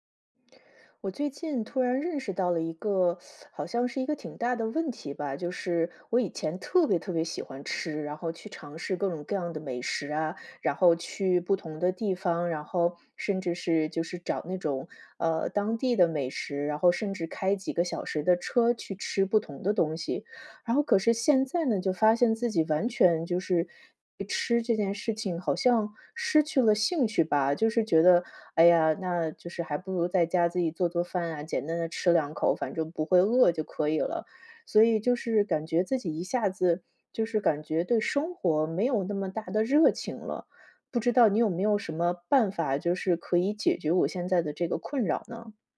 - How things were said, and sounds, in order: teeth sucking
- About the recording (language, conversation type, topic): Chinese, advice, 你为什么会对曾经喜欢的爱好失去兴趣和动力？